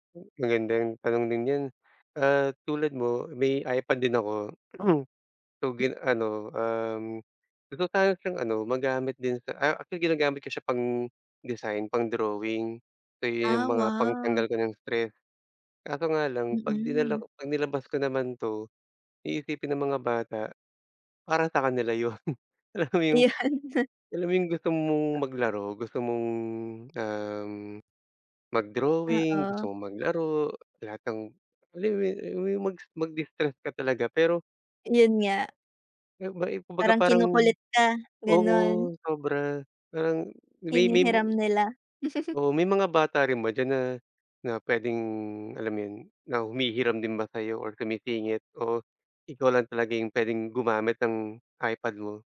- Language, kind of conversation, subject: Filipino, unstructured, Ano ang paborito mong paraan ng pagpapahinga gamit ang teknolohiya?
- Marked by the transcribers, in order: other noise; sneeze; laughing while speaking: "Iyan"; laughing while speaking: "'yon. Alam mo yung"; tapping; chuckle